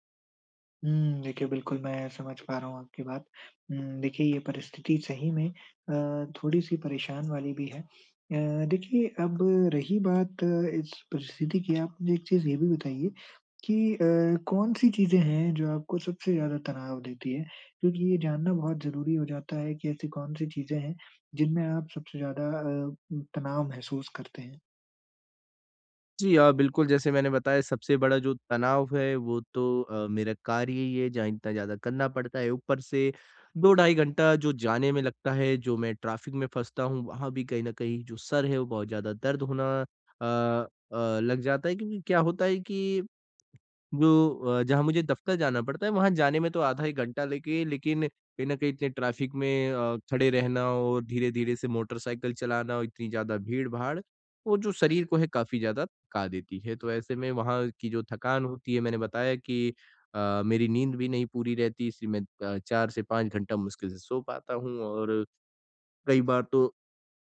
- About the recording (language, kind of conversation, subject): Hindi, advice, मैं काम और निजी जीवन में संतुलन कैसे बना सकता/सकती हूँ?
- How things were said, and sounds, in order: in English: "ट्रैफिक"